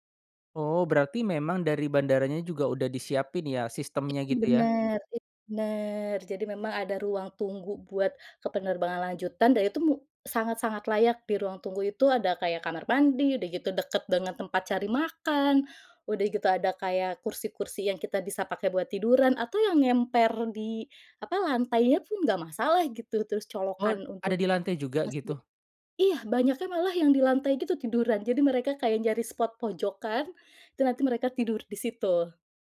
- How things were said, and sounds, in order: other background noise
- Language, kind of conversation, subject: Indonesian, podcast, Tips apa yang kamu punya supaya perjalanan tetap hemat, tetapi berkesan?